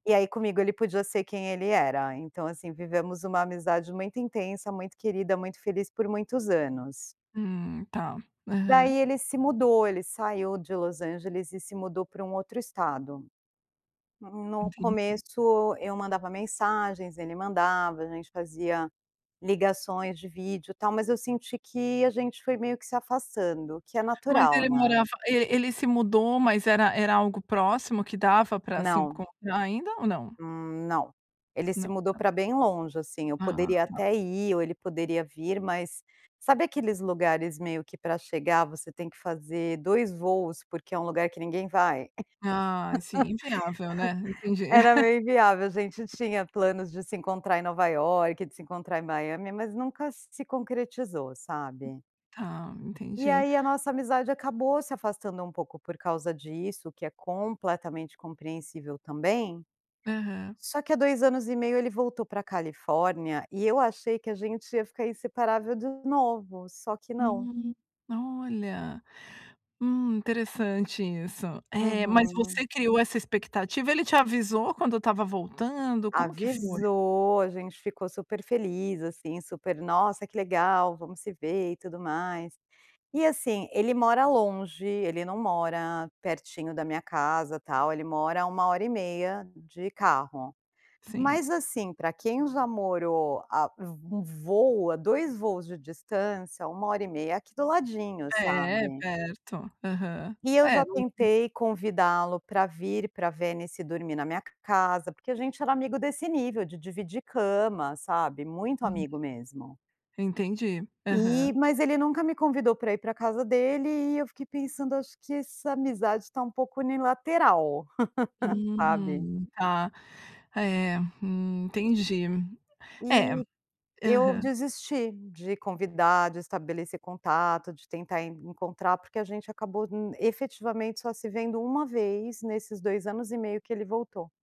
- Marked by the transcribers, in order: tapping; other background noise; laugh; chuckle; laugh
- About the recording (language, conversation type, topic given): Portuguese, advice, Como posso manter contato com alguém sem parecer insistente ou invasivo?